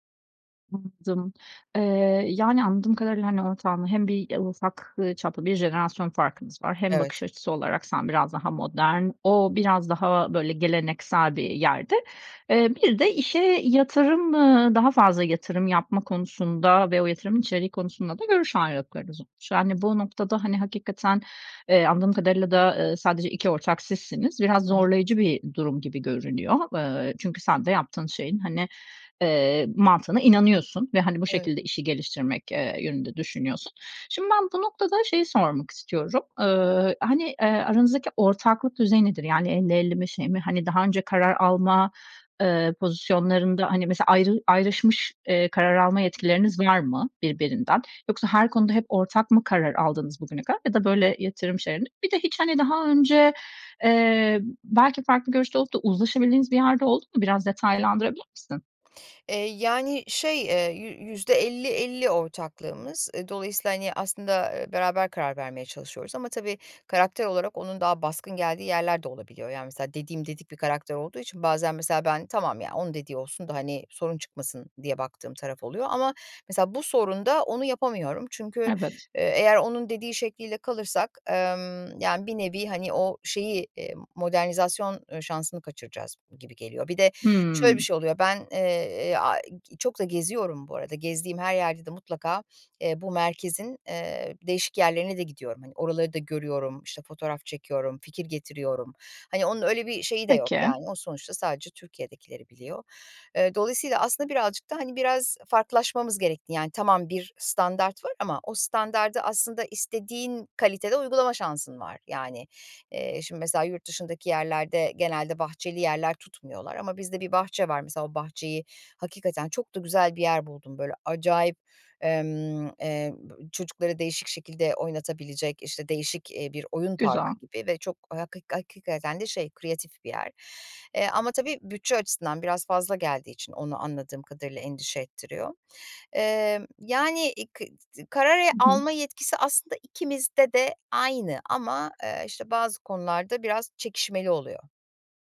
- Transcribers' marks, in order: other background noise; unintelligible speech
- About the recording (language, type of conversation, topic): Turkish, advice, Ortağınızla işin yönü ve vizyon konusunda büyük bir fikir ayrılığı yaşıyorsanız bunu nasıl çözebilirsiniz?
- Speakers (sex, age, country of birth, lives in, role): female, 40-44, Turkey, Greece, advisor; female, 55-59, Turkey, Poland, user